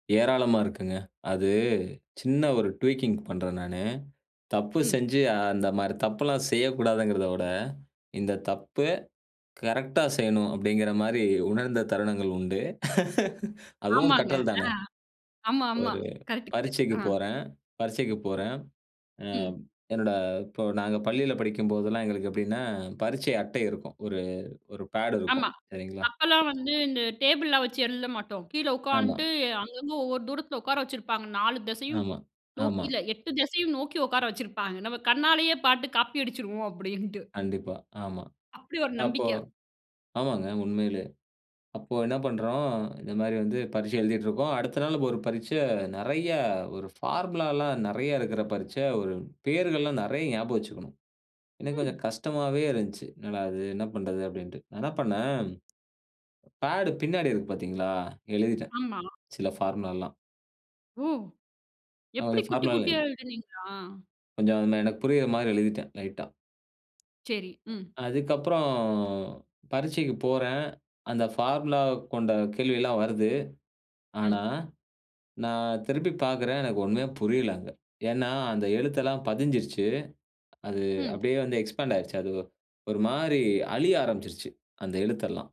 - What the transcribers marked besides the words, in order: in English: "ட்வீக்கிங்"; laugh; in English: "பேடு"; in English: "பேடு"; unintelligible speech; other noise; drawn out: "அதுக்கப்பறம்"; in English: "எக்ஸ்பேண்ட்"
- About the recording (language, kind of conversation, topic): Tamil, podcast, தவறுகளை எப்படி பாடமாகக் கொண்டு முன்னேறுகிறீர்கள்?